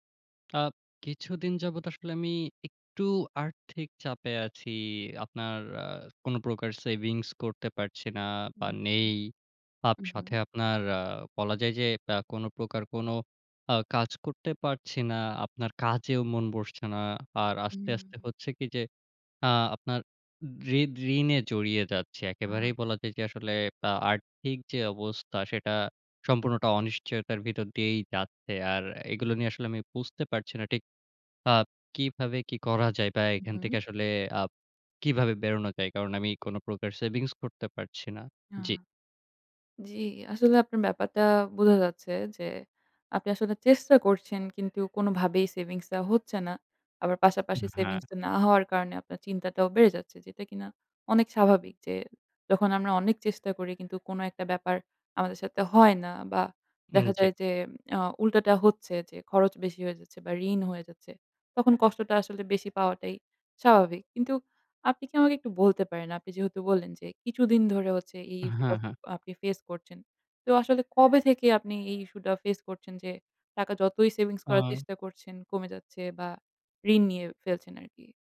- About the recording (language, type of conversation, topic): Bengali, advice, আপনার আর্থিক অনিশ্চয়তা নিয়ে ক্রমাগত উদ্বেগের অভিজ্ঞতা কেমন?
- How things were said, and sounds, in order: other background noise; in English: "ইস্যু"; in English: "ইস্যু"